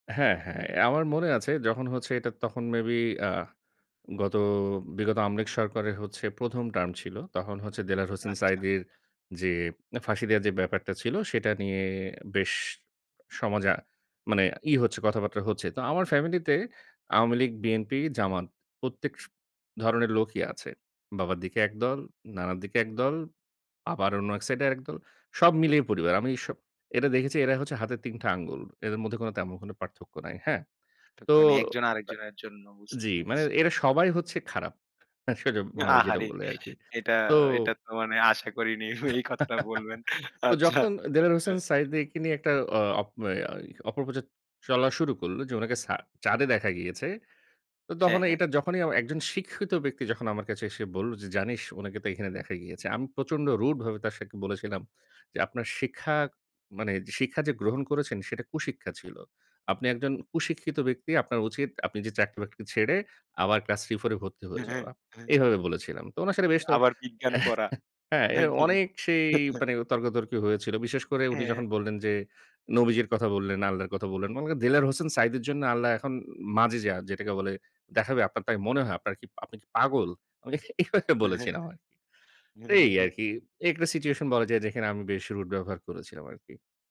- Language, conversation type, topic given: Bengali, podcast, ভিন্নমত হলে আপনি সাধারণত কীভাবে প্রতিক্রিয়া জানান?
- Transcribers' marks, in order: scoff; laughing while speaking: "উনি এই কথাটা বলবেন। আচ্ছা। হ্যাঁ"; chuckle; tapping; "সাথে" said as "সাকে"; chuckle; laughing while speaking: "নাকি?"; chuckle; laughing while speaking: "আমি এ এভাবে বলেছিলাম আরকি"; chuckle; other background noise